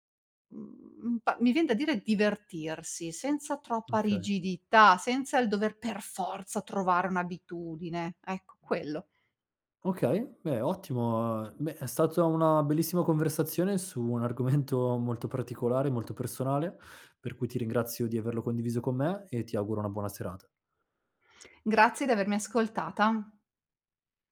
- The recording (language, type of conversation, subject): Italian, podcast, Che ruolo ha il sonno nel tuo equilibrio mentale?
- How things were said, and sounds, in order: other background noise; stressed: "per forza"